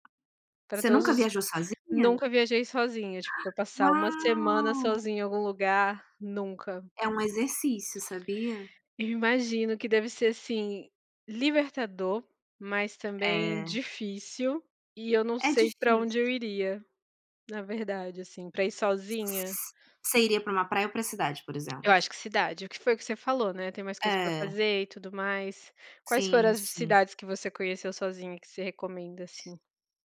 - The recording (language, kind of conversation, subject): Portuguese, unstructured, Você prefere viajar para a praia, para a cidade ou para a natureza?
- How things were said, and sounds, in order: tapping; other background noise